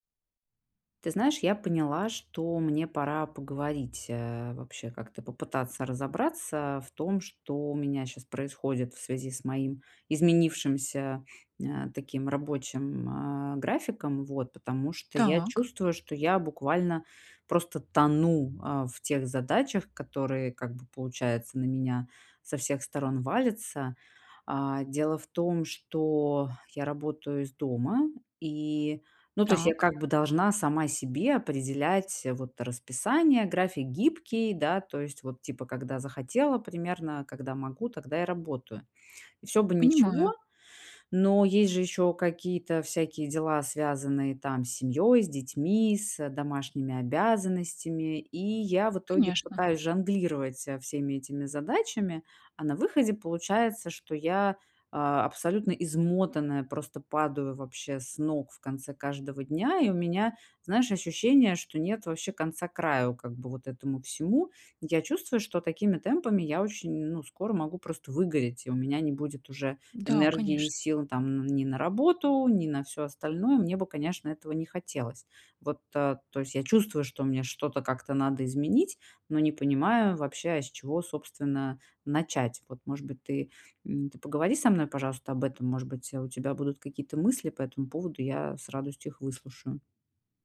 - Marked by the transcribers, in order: tapping; other background noise
- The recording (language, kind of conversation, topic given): Russian, advice, Как мне вернуть устойчивый рабочий ритм и выстроить личные границы?